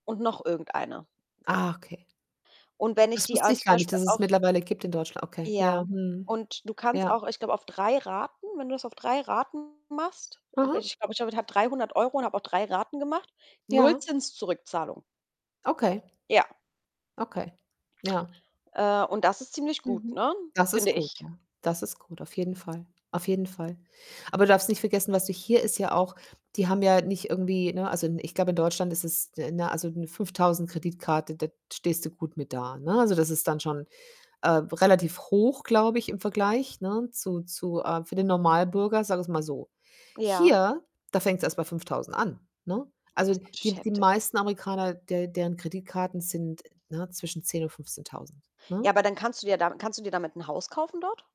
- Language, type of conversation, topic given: German, unstructured, Wie wirkt sich Geldmangel auf deine Stimmung aus?
- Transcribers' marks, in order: other background noise; distorted speech; stressed: "Hier"